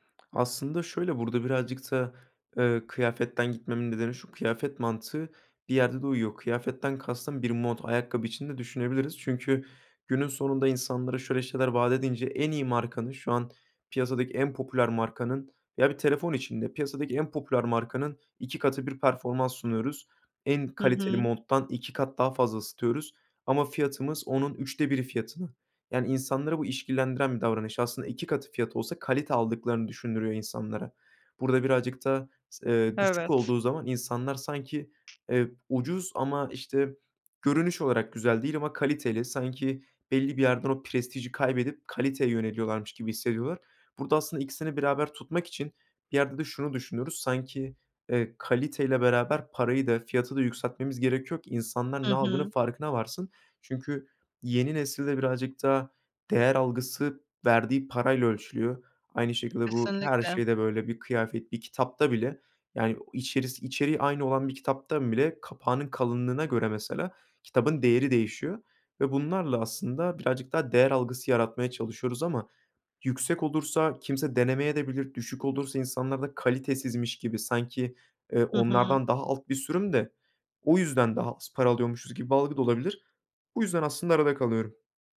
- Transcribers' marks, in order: other background noise
- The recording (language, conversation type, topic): Turkish, advice, Ürün ya da hizmetim için doğru fiyatı nasıl belirleyebilirim?